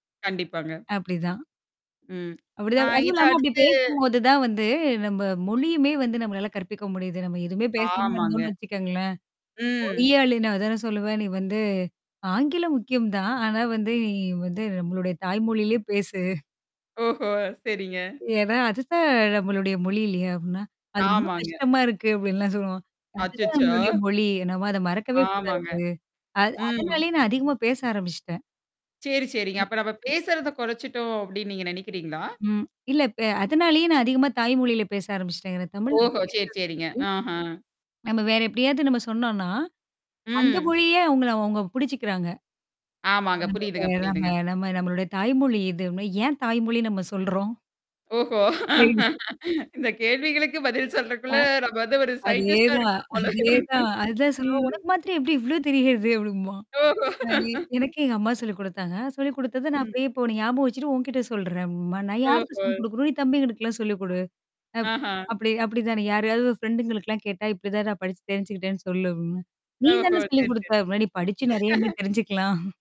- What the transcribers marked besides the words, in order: tapping; distorted speech; drawn out: "ஆமாங்க"; static; unintelligible speech; laughing while speaking: "நம்மளுடைய தாய் மொழியிலேயே பேசு"; laughing while speaking: "ஓஹோ! சரிங்க"; mechanical hum; laughing while speaking: "அது ரொம்ப கஷ்டமா இருக்கு அப்பிடின்லாம் சொல்லுவான்"; other background noise; unintelligible speech; laughing while speaking: "ஓஹோ! இந்த கேள்விகளுக்கு பதில் சொல்றக்குள்ள நம்ம வந்து ஒரு சயின்டிஸ்ட்டா இருக்கணும் போல. ம்"; unintelligible speech; laugh; in English: "சயின்டிஸ்ட்டா"; laughing while speaking: "இவ்ளோ தெரியிறது அப்பிடிம்பான்"; laughing while speaking: "ஓஹோ!"; in English: "ஃப்ரெண்டுங்களுக்குலாம்"; laugh
- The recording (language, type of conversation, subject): Tamil, podcast, குழந்தைகளுக்கு சுய அடையாள உணர்வை வளர்க்க நீங்கள் என்ன செய்கிறீர்கள்?